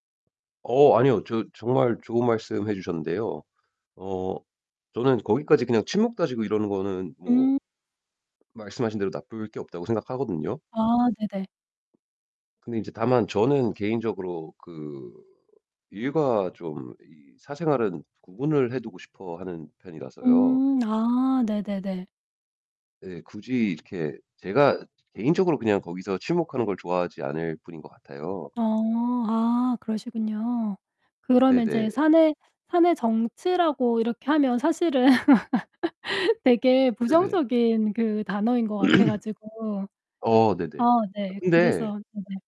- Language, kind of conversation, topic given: Korean, podcast, 사내 정치에 어떻게 대응하면 좋을까요?
- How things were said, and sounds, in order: tapping; distorted speech; laugh; throat clearing; other background noise